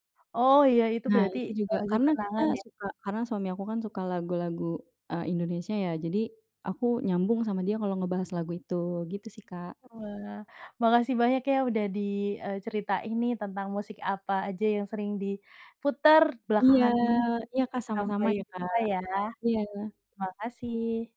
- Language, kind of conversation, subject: Indonesian, podcast, Musik apa yang belakangan ini paling sering kamu putar?
- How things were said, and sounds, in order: other background noise